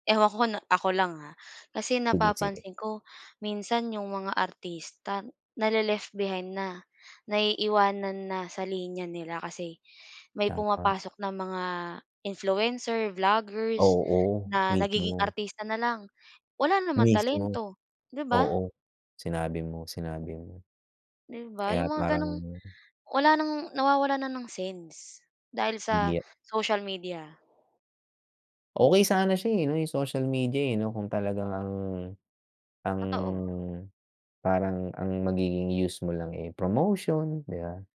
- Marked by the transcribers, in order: none
- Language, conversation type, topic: Filipino, unstructured, Ano ang tingin mo sa epekto ng midyang panlipunan sa sining sa kasalukuyan?
- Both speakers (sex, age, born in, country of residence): female, 25-29, Philippines, Philippines; male, 45-49, Philippines, United States